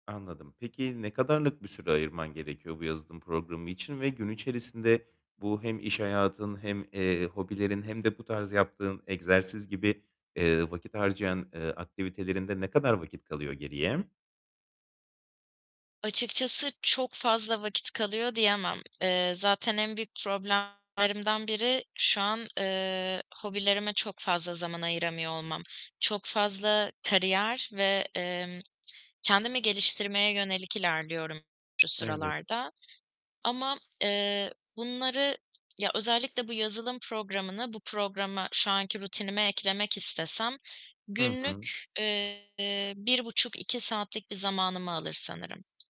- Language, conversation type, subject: Turkish, advice, Küçük adımlarla yeni bir alışkanlığa nasıl başlayabilir ve ilerlemeyi nasıl sürdürebilirim?
- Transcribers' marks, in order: static; tapping; other background noise; distorted speech